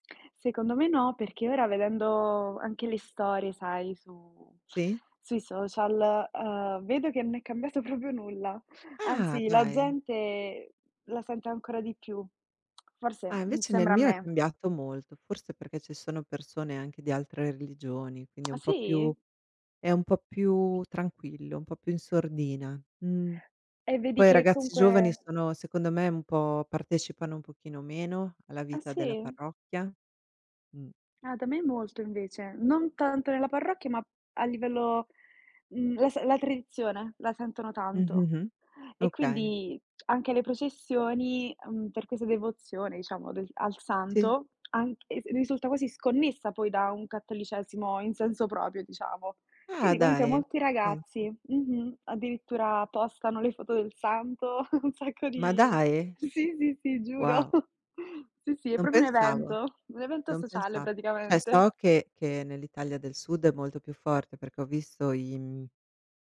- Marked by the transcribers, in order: "proprio" said as "propio"; surprised: "Ah!"; tapping; lip smack; other background noise; "comunque" said as "cunque"; "proprio" said as "propio"; chuckle; chuckle; "proprio" said as "propio"; "Cioè" said as "ceh"
- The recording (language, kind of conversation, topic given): Italian, unstructured, Qual è l’importanza delle tradizioni per te?
- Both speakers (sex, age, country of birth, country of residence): female, 20-24, Italy, Italy; female, 45-49, Italy, United States